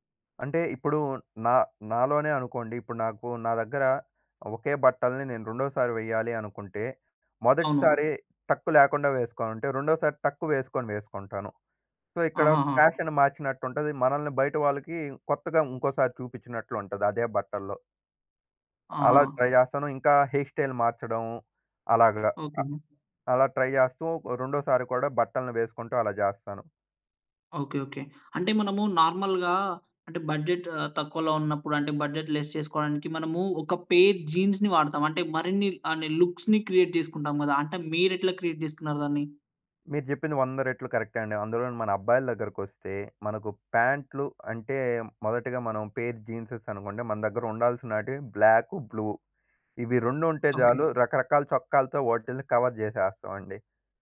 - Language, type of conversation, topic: Telugu, podcast, తక్కువ బడ్జెట్‌లో కూడా స్టైలుగా ఎలా కనిపించాలి?
- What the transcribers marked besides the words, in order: in English: "సో"; in English: "ఫ్యాషన్"; in English: "ట్రై"; in English: "హెయిర్ స్టైల్"; in English: "ట్రై"; in English: "నార్మల్‌గా"; in English: "బడ్జెట్"; in English: "బడ్జెట్ లెస్"; in English: "పేర్ జీన్స్‌ని"; in English: "లుక్స్‌ని క్రియేట్"; in English: "క్రియేట్"; in English: "పేర్ జీన్సేస్"; in English: "బ్లూ"; in English: "కవర్"